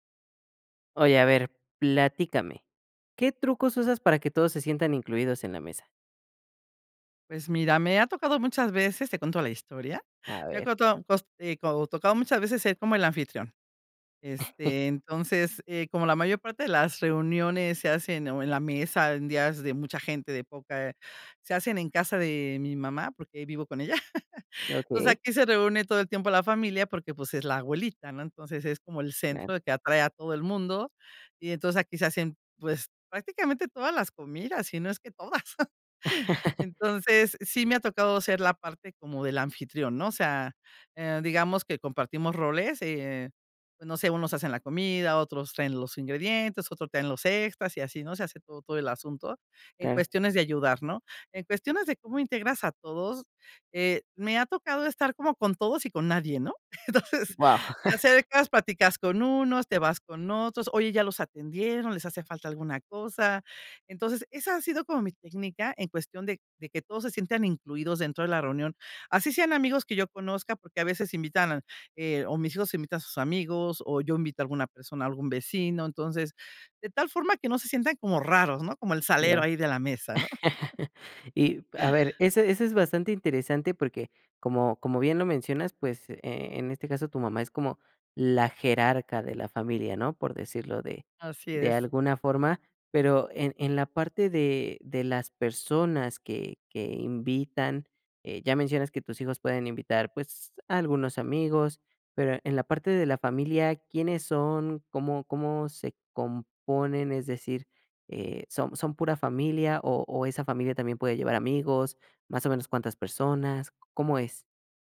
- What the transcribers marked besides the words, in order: chuckle; chuckle; chuckle; chuckle; chuckle; chuckle
- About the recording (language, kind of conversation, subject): Spanish, podcast, ¿Qué trucos usas para que todos se sientan incluidos en la mesa?
- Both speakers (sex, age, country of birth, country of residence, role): female, 55-59, Mexico, Mexico, guest; male, 20-24, Mexico, Mexico, host